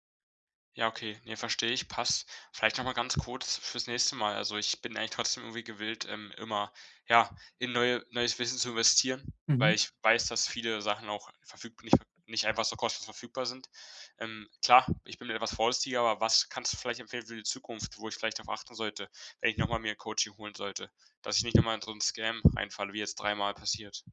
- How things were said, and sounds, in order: in English: "scam"
- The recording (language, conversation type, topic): German, advice, Wie kann ich einen Mentor finden und ihn um Unterstützung bei Karrierefragen bitten?